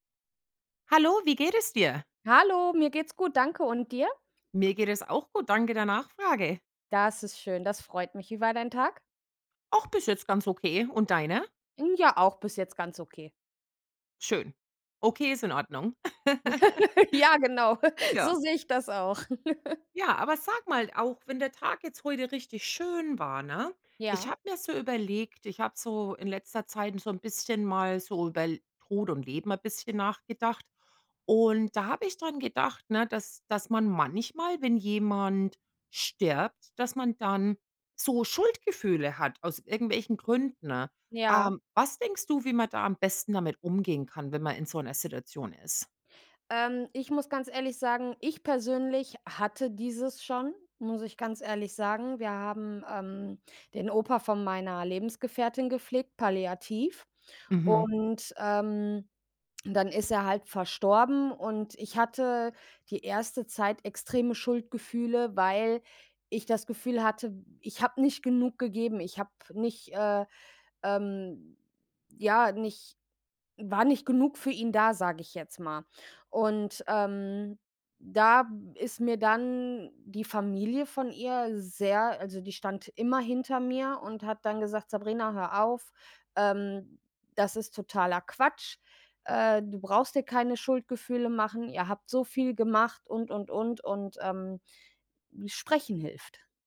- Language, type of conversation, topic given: German, unstructured, Wie kann man mit Schuldgefühlen nach einem Todesfall umgehen?
- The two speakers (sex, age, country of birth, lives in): female, 30-34, Germany, Germany; female, 45-49, Germany, United States
- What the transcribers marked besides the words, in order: laugh; chuckle; laugh; giggle